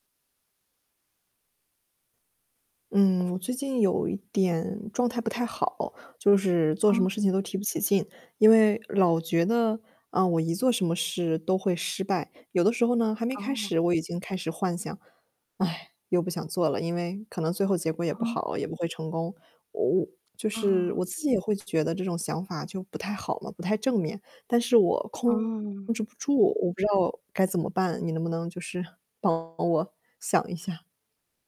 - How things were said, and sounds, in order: static; other background noise; distorted speech
- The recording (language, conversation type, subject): Chinese, advice, 我在失败后总是反复自责，甚至不敢再尝试，该怎么办？
- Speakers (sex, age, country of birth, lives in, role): female, 30-34, China, Germany, user; female, 40-44, China, Spain, advisor